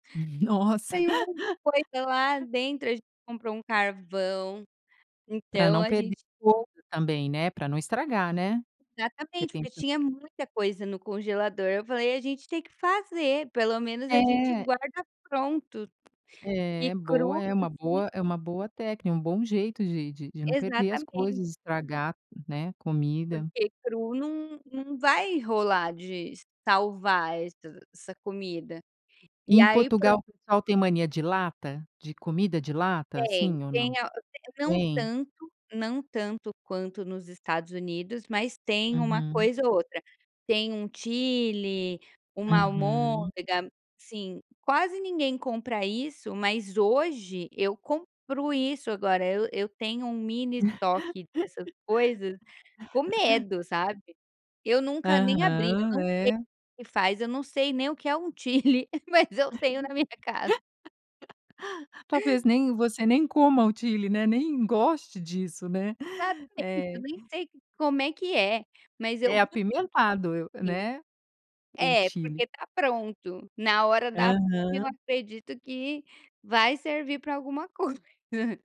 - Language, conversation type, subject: Portuguese, podcast, O que mudou na sua vida com pagamentos por celular?
- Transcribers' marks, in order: laughing while speaking: "Nossa"; tapping; chuckle; unintelligible speech; other background noise; laugh; laughing while speaking: "mas eu tenho na minha casa"; laugh; gasp; laughing while speaking: "pra alguma coisa"